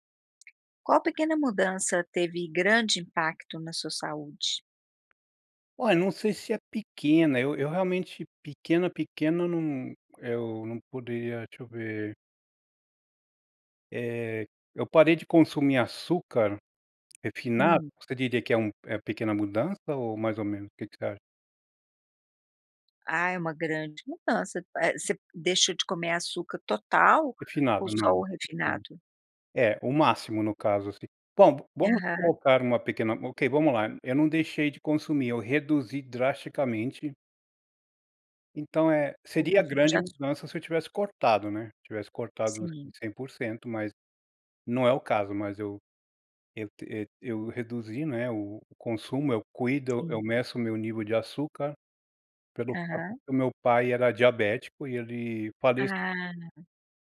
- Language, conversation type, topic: Portuguese, podcast, Qual pequena mudança teve grande impacto na sua saúde?
- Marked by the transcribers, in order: tapping; unintelligible speech